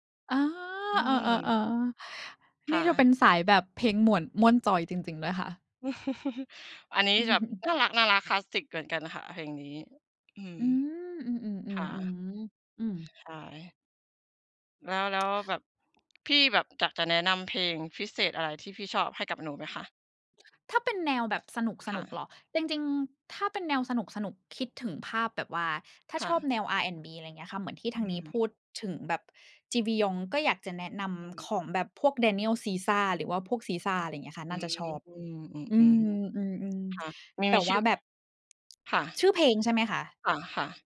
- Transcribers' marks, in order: chuckle
- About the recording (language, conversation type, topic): Thai, unstructured, เพลงไหนที่คุณชอบที่สุด และทำไมคุณถึงชอบเพลงนั้น?